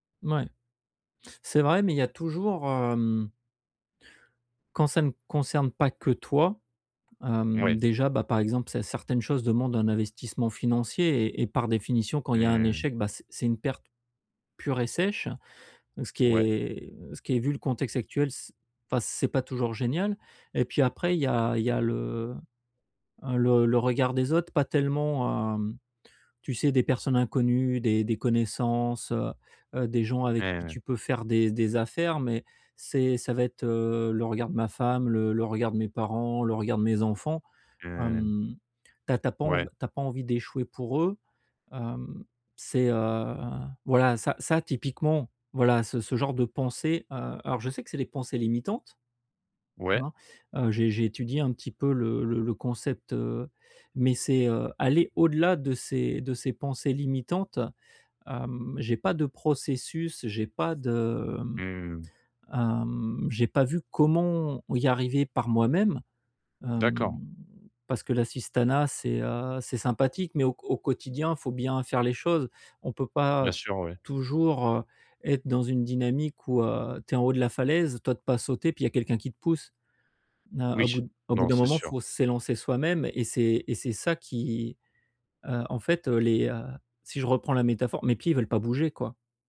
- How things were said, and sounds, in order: drawn out: "est"; drawn out: "le"; drawn out: "heu"; drawn out: "hem"; "tu oses" said as "tu otes"
- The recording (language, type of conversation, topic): French, advice, Comment puis-je essayer quelque chose malgré la peur d’échouer ?